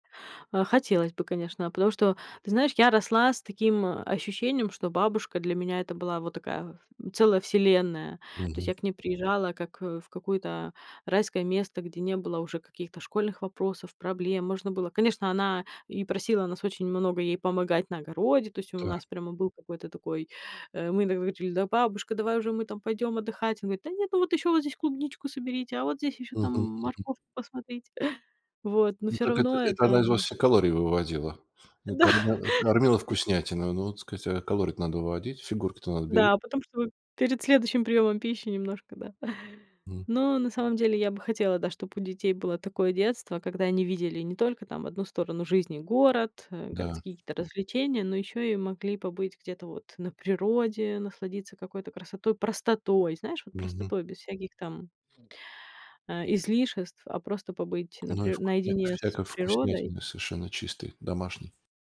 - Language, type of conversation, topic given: Russian, podcast, Какой запах на бабушкиной кухне ты вспоминаешь в первую очередь и с чем он у тебя ассоциируется?
- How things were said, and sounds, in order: chuckle; laughing while speaking: "Да"; chuckle; other background noise